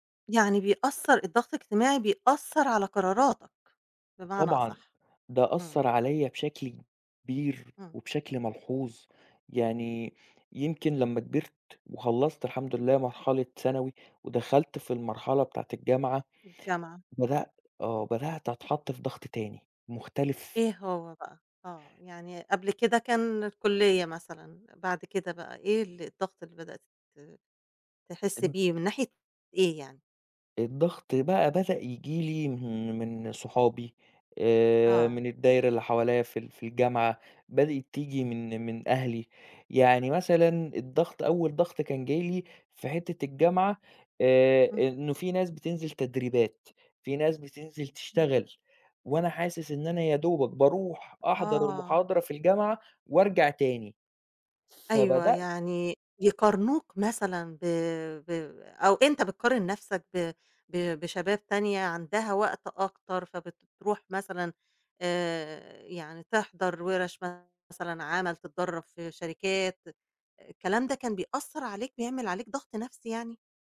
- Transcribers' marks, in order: tapping; other background noise
- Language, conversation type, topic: Arabic, podcast, إزاي الضغط الاجتماعي بيأثر على قراراتك لما تاخد مخاطرة؟